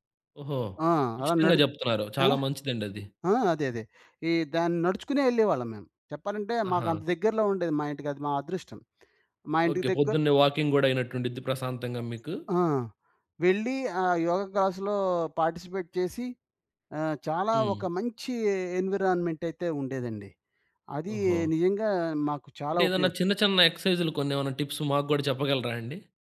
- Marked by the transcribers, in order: in English: "వాకింగ్"; lip smack; other background noise; in English: "క్లాస్‌లో పార్టిసిపేట్"; in English: "టిప్స్"
- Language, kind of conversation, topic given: Telugu, podcast, ఒక్క నిమిషం ధ్యానం చేయడం మీకు ఏ విధంగా సహాయపడుతుంది?